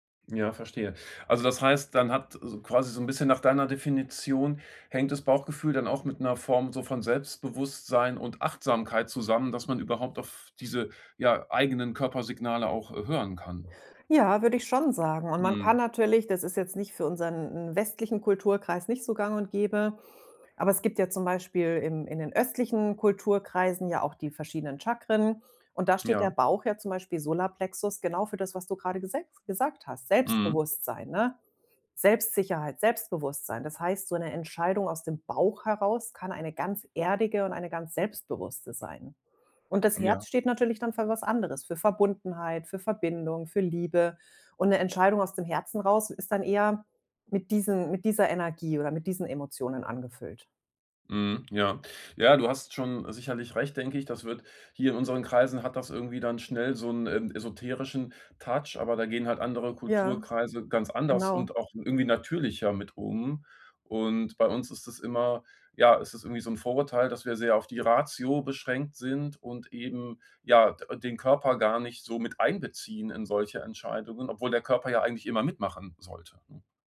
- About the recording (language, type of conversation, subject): German, podcast, Erzähl mal von einer Entscheidung, bei der du auf dein Bauchgefühl gehört hast?
- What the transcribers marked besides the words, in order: none